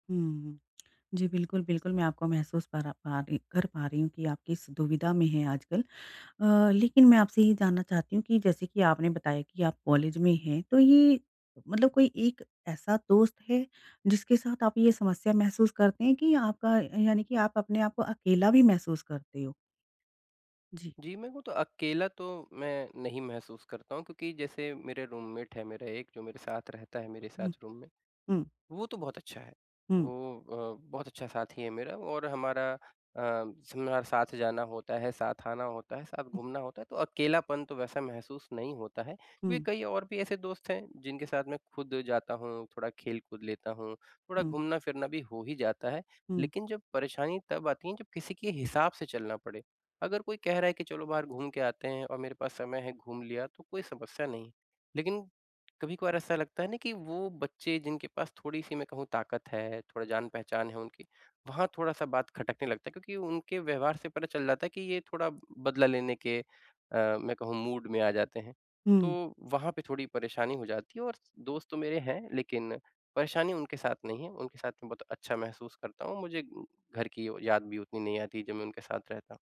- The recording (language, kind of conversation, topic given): Hindi, advice, दोस्तों के साथ भावनात्मक सीमाएँ कैसे बनाऊँ और उन्हें बनाए कैसे रखूँ?
- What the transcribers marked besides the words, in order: in English: "रूममेट"; in English: "रूम"; in English: "मूड"